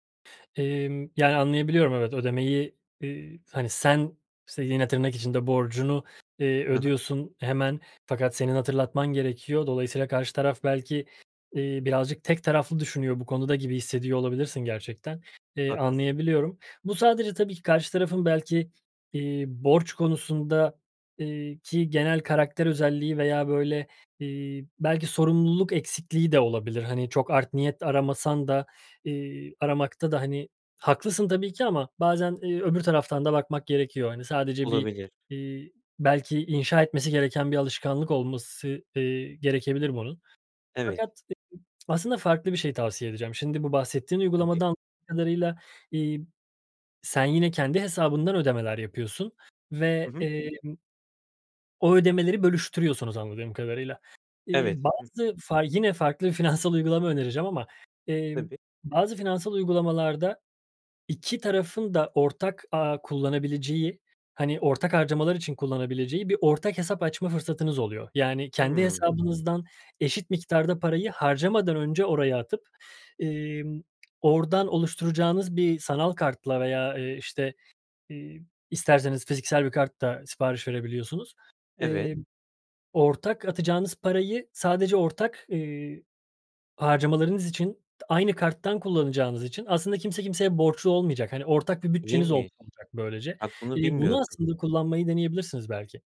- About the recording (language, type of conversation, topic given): Turkish, advice, Para ve finansal anlaşmazlıklar
- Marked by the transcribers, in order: tapping; unintelligible speech; unintelligible speech; unintelligible speech; other background noise; laughing while speaking: "finansal"